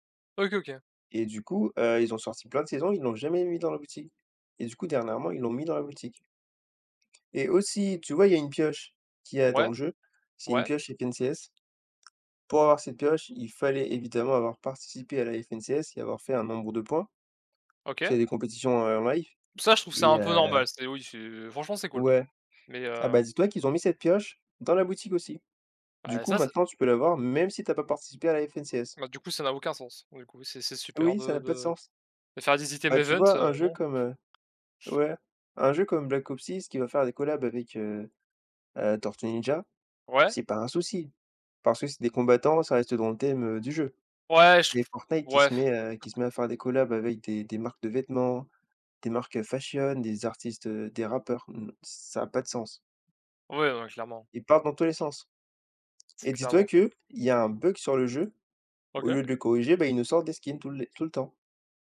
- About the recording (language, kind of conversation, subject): French, unstructured, Qu’est-ce qui te frustre le plus dans les jeux vidéo aujourd’hui ?
- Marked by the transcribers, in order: tapping; in English: "items event"; other background noise